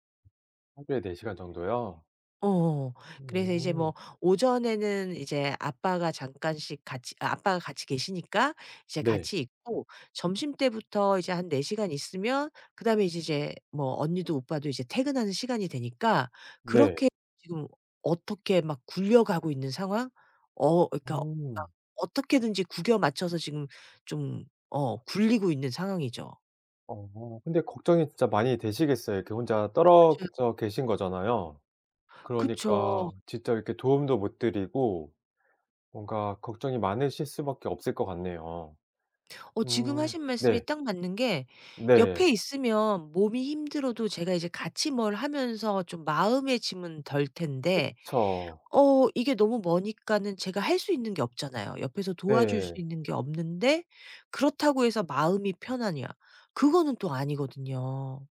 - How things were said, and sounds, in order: other background noise
- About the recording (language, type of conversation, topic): Korean, advice, 가족 돌봄 책임에 대해 어떤 점이 가장 고민되시나요?